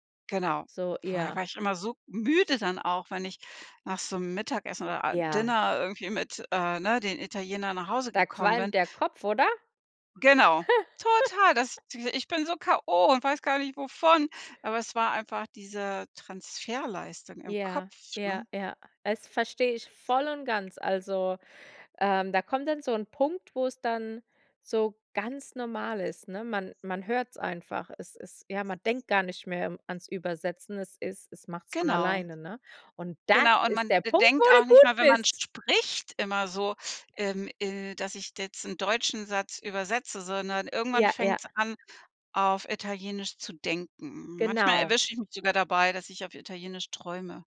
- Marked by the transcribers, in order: giggle; other background noise; joyful: "wo du gut bist"
- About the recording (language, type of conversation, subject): German, podcast, Wie passt du deine Sprache an unterschiedliche kulturelle Kontexte an?